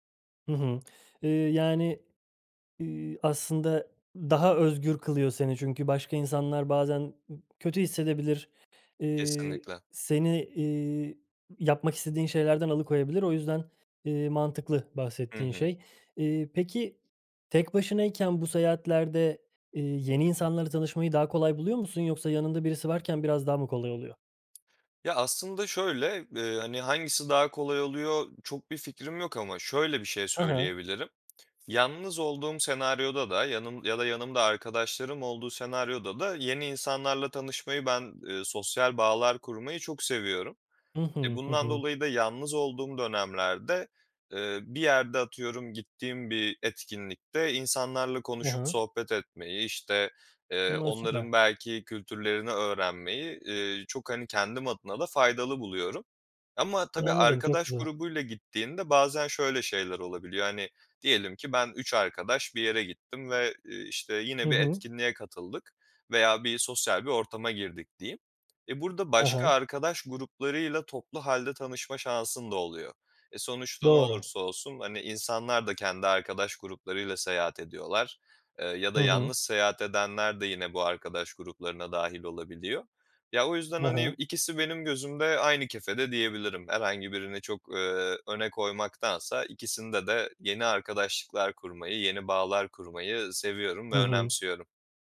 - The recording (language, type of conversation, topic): Turkish, podcast, Yalnız seyahat etmenin en iyi ve kötü tarafı nedir?
- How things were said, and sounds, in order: none